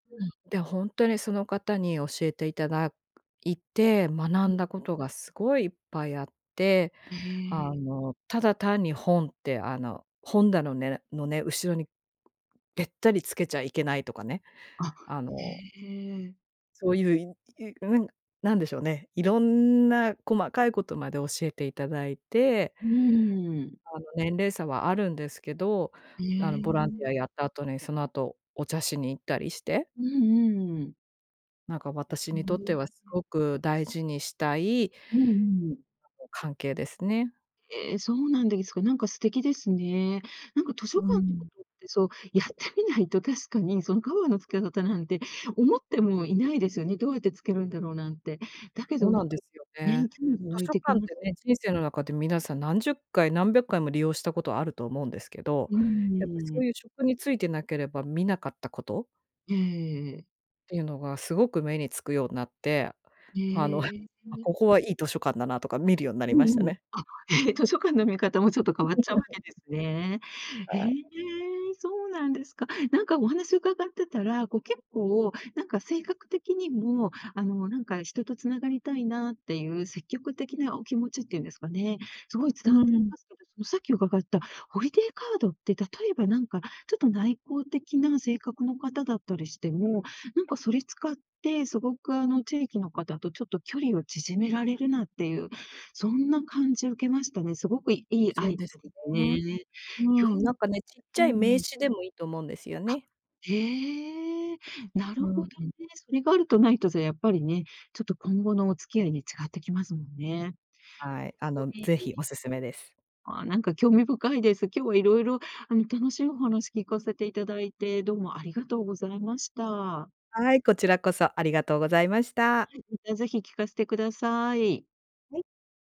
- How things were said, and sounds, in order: other background noise; unintelligible speech; chuckle; giggle; in English: "ホリデーカード"; unintelligible speech; unintelligible speech
- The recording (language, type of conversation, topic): Japanese, podcast, 新しい地域で人とつながるには、どうすればいいですか？